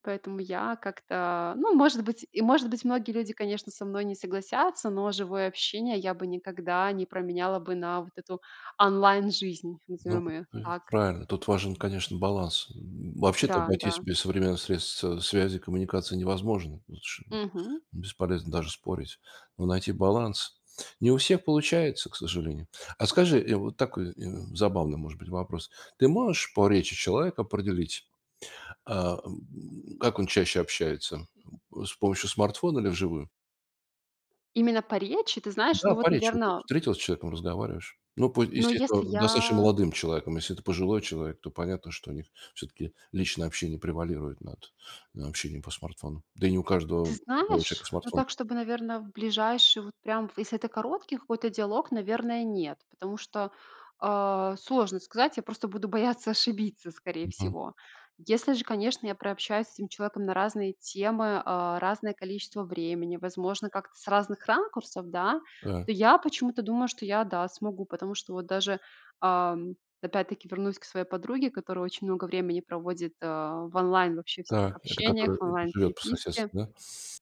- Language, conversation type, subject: Russian, podcast, Как, по‑твоему, смартфоны влияют на живое общение?
- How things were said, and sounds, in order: tapping; other background noise